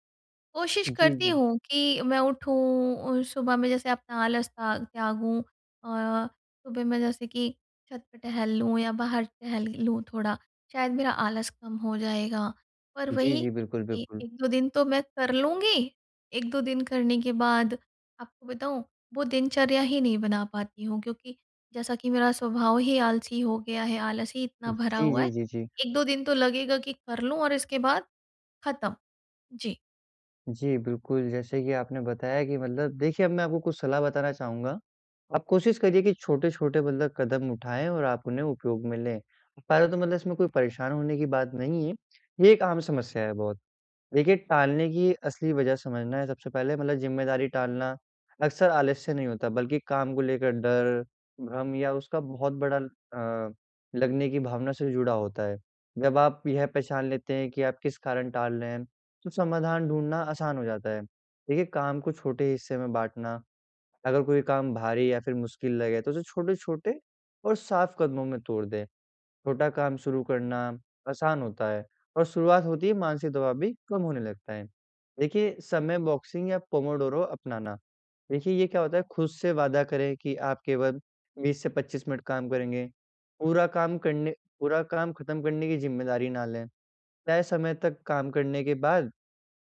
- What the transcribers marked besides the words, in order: in English: "बॉक्सिंग"; in Italian: "पोमोडोरो"
- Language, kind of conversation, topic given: Hindi, advice, मैं टालमटोल की आदत कैसे छोड़ूँ?